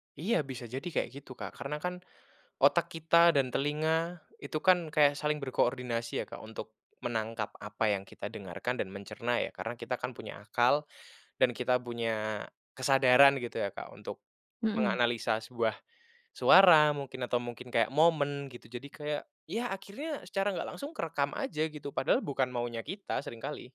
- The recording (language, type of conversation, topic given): Indonesian, podcast, Menurutmu, kenapa ada lagu tertentu yang bisa terus terngiang di kepala?
- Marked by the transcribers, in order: none